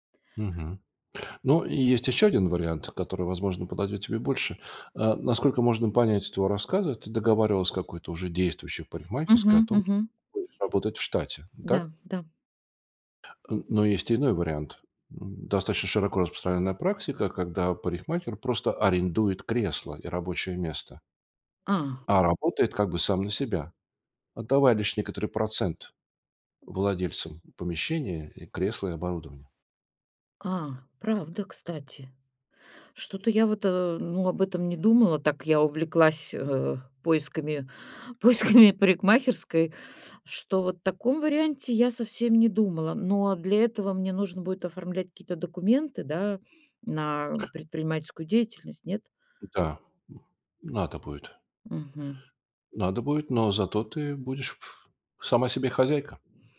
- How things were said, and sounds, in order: other background noise; tapping; laughing while speaking: "поисками"; other noise
- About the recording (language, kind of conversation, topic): Russian, advice, Как решиться сменить профессию в середине жизни?